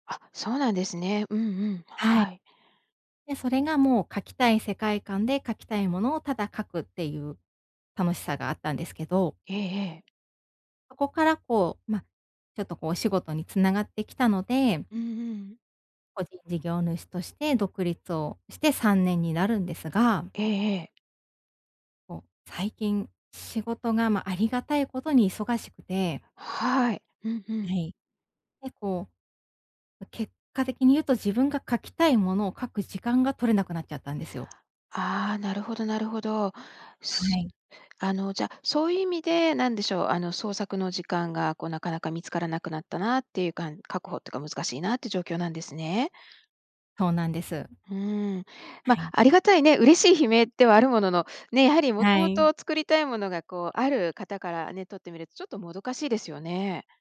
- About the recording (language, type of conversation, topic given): Japanese, advice, 創作の時間を定期的に確保するにはどうすればいいですか？
- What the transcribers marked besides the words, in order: other background noise